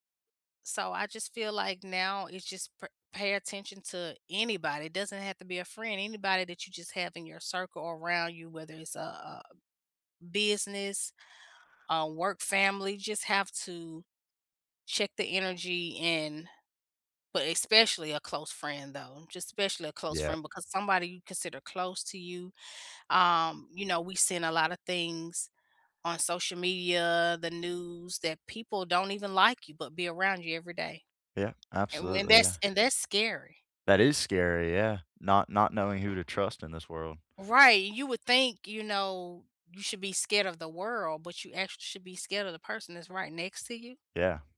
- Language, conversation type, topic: English, unstructured, What qualities do you value most in a close friend?
- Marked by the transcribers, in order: tapping